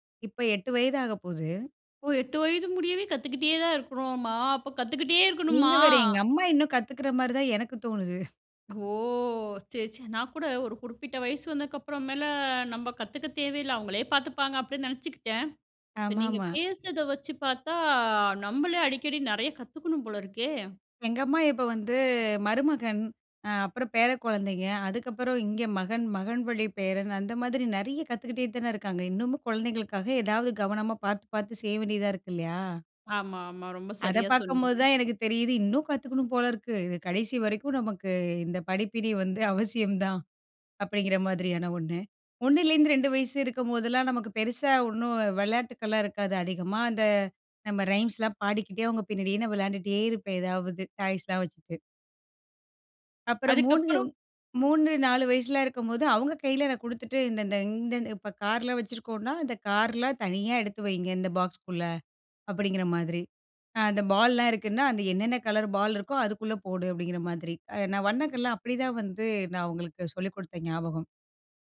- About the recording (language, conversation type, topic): Tamil, podcast, குழந்தைகள் அருகில் இருக்கும்போது அவர்களின் கவனத்தை வேறு விஷயத்திற்குத் திருப்புவது எப்படி?
- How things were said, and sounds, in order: drawn out: "இருக்கணும்மா"; laughing while speaking: "தோணுது"; other noise; laughing while speaking: "படிப்பினை வந்து அவசியம் தான்"; in English: "ரைம்ஸ்லாம்"; in English: "டாய்ஸ்லாம்"